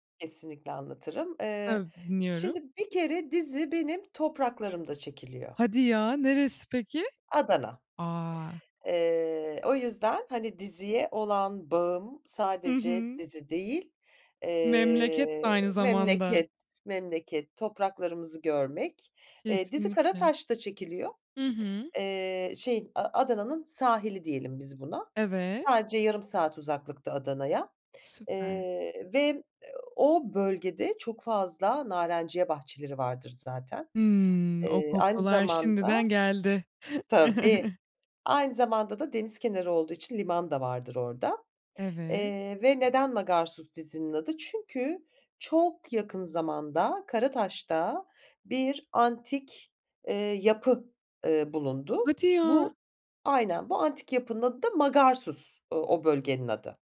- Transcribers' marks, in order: surprised: "Hadi ya, neresi peki?"; chuckle; surprised: "Hadi ya"
- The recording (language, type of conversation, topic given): Turkish, podcast, En son hangi film ya da dizi sana ilham verdi, neden?